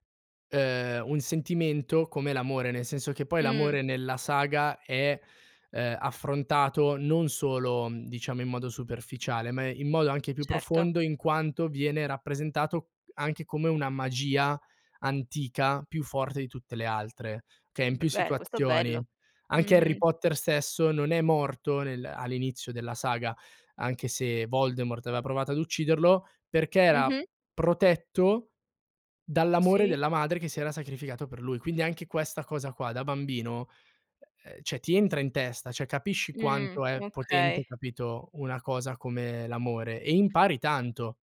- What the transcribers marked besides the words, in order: other background noise
- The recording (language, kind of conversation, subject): Italian, podcast, Qual è il film che ti ha cambiato la vita?